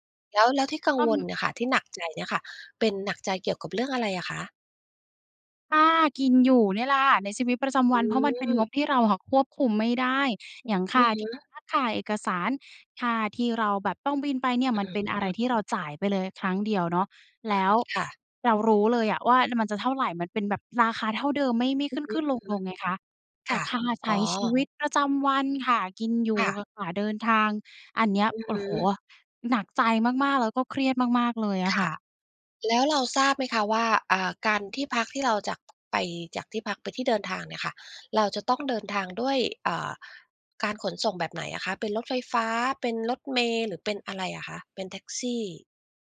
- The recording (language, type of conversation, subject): Thai, advice, คุณเครียดเรื่องค่าใช้จ่ายในการย้ายบ้านและตั้งหลักอย่างไรบ้าง?
- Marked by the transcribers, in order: tapping